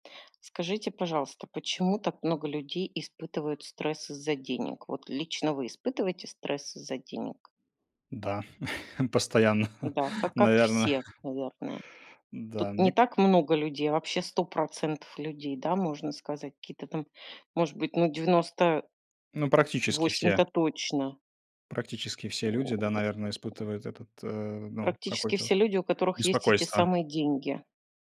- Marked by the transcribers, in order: laughing while speaking: "Да, постоянно, наверно"; grunt
- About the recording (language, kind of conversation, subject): Russian, unstructured, Почему так много людей испытывают стресс из-за денег?